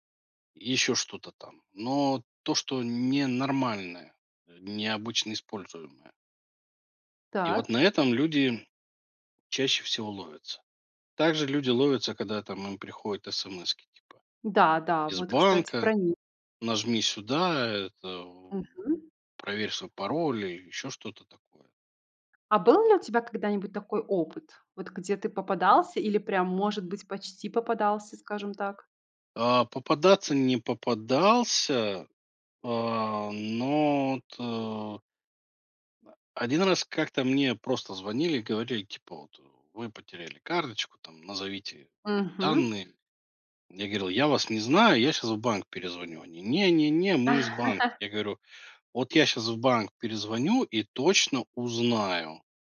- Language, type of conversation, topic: Russian, podcast, Какие привычки помогают повысить безопасность в интернете?
- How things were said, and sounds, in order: tapping; drawn out: "а, но вот, э"; chuckle